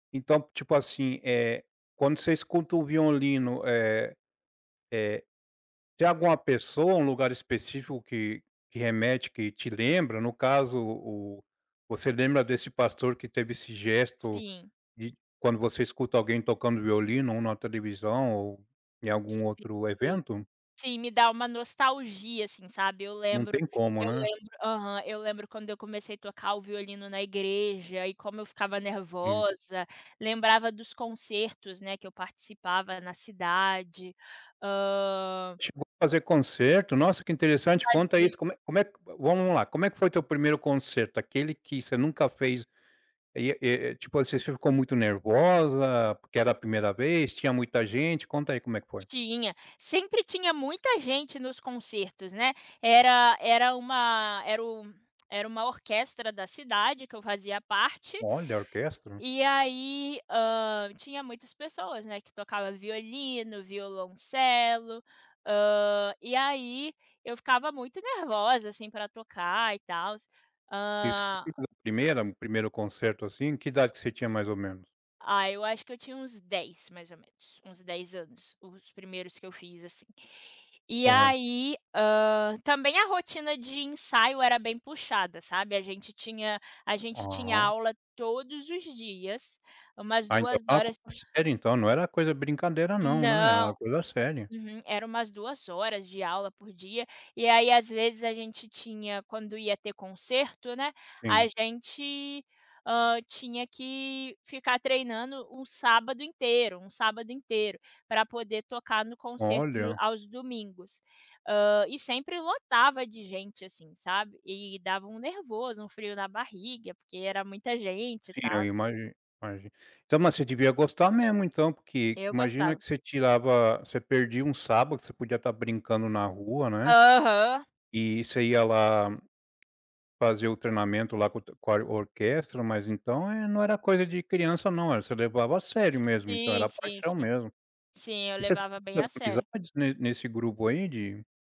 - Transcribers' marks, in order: tongue click; unintelligible speech; other noise; unintelligible speech; unintelligible speech; tapping; unintelligible speech
- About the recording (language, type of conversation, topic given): Portuguese, podcast, Que sons definem a sua infância?